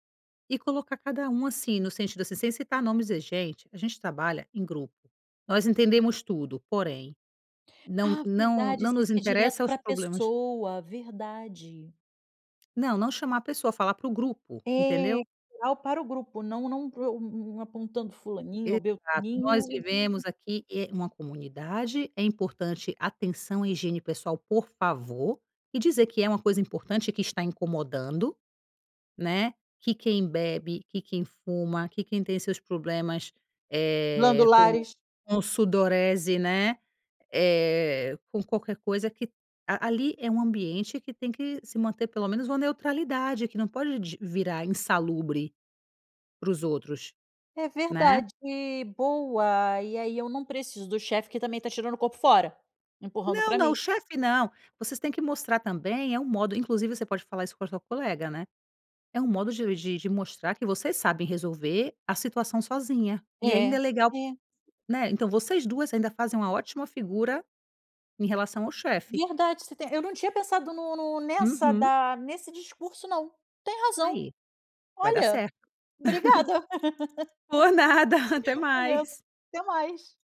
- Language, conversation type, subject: Portuguese, advice, Como dar um feedback difícil sem ofender?
- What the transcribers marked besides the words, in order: laugh; laughing while speaking: "Por nada, até mais"; laugh